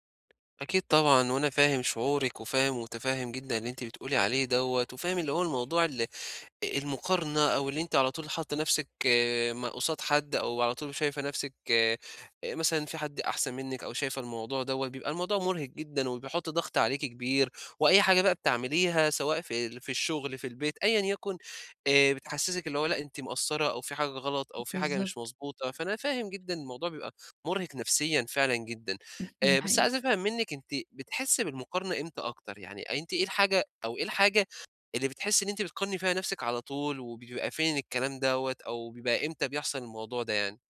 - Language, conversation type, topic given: Arabic, advice, إزاي أبني ثقتي في نفسي من غير ما أقارن نفسي بالناس؟
- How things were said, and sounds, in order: tapping; throat clearing